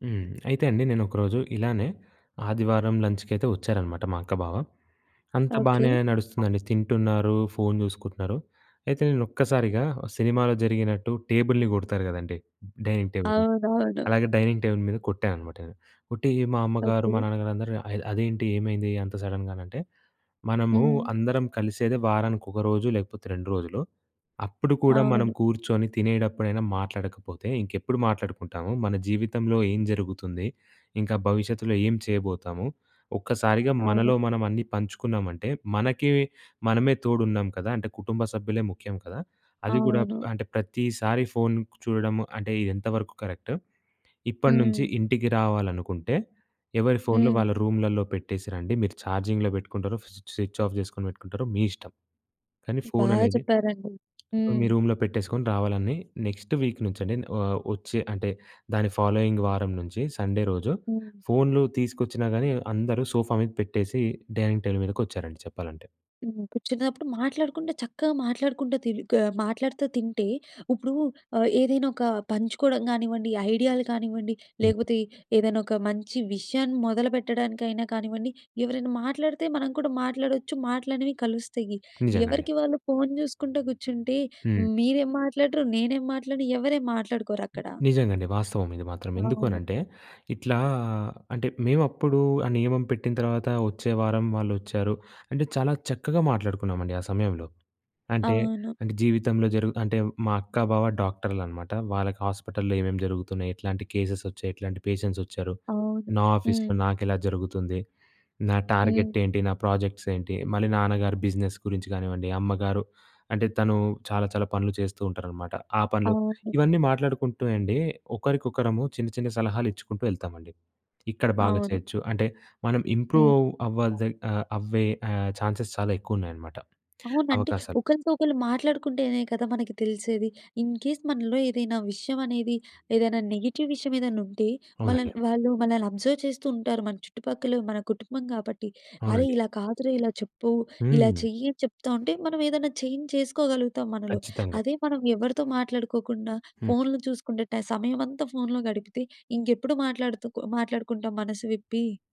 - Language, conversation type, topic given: Telugu, podcast, పని, వ్యక్తిగత జీవితాల కోసం ఫోన్‑ఇతర పరికరాల వినియోగానికి మీరు ఏ విధంగా హద్దులు పెట్టుకుంటారు?
- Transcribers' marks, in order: in English: "లంచ్‌కి"; other background noise; in English: "టేబుల్‍ని"; in English: "డైనింగ్ టేబుల్‍ని"; in English: "డైనింగ్ టేబుల్"; in English: "సడన్‍గా"; in English: "చార్జింగ్‌లో"; in English: "స్వి స్విచ్ ఆఫ్"; in English: "రూమ్‍లో"; in English: "నెక్స్ట్ వీక్"; in English: "ఫాలోయింగ్"; in English: "సోఫా"; in English: "డైనింగ్ టేబుల్"; in English: "కేసెస్"; in English: "పేషెంట్స్"; in English: "ఆఫీస్‍లో"; in English: "టార్గెట్"; in English: "ప్రాజెక్ట్స్"; in English: "బిజినెస్"; in English: "ఇంప్రూవ్"; in English: "ఛాన్సెస్"; in English: "ఇన్‌కేస్"; tapping; in English: "నెగెటివ్"; in English: "అబ్జర్వ్"; in English: "చేంజ్"